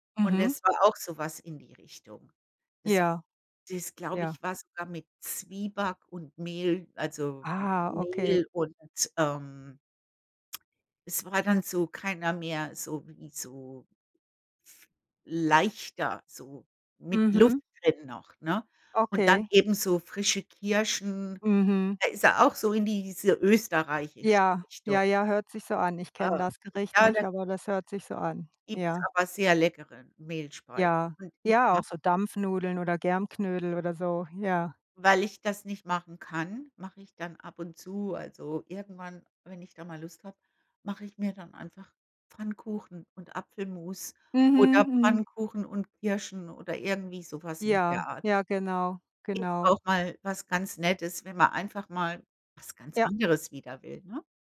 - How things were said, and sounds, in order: drawn out: "Ah"
- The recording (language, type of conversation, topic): German, unstructured, Welche Küche magst du am liebsten, und was isst du dort besonders gern?